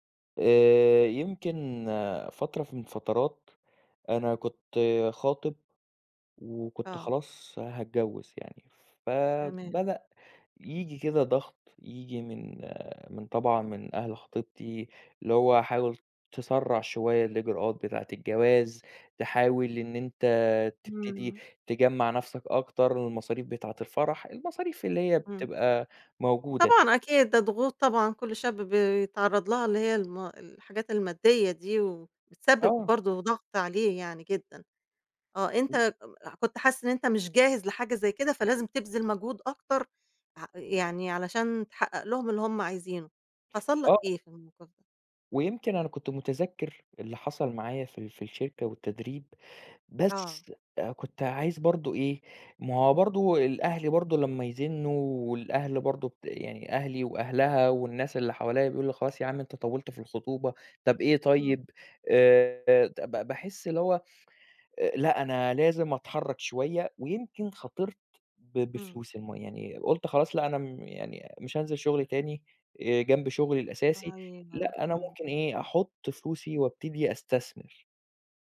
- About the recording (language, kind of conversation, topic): Arabic, podcast, إزاي الضغط الاجتماعي بيأثر على قراراتك لما تاخد مخاطرة؟
- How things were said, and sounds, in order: "من" said as "فن"; tapping; other noise; unintelligible speech